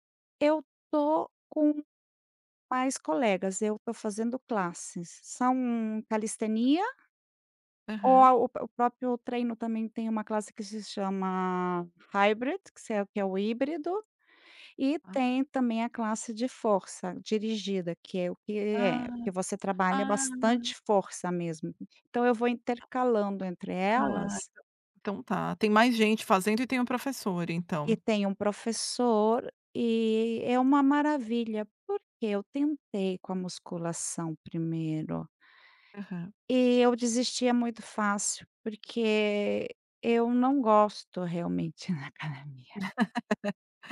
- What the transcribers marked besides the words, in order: tapping; in English: "hybrid"; other background noise; laughing while speaking: "da academia"; laugh
- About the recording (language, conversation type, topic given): Portuguese, podcast, Me conta um hábito que te ajuda a aliviar o estresse?